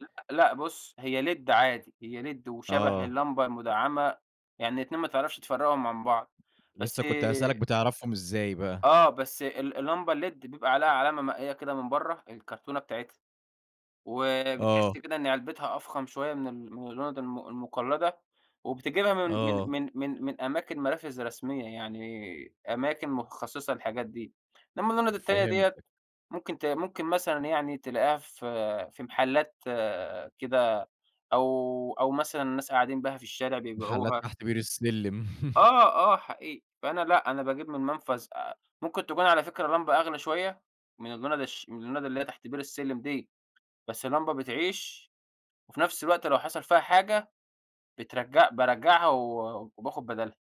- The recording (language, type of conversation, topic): Arabic, podcast, إزاي نقلّل استهلاك الكهربا في البيت؟
- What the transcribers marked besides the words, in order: in English: "led"; in English: "led"; tapping; in English: "الled"; chuckle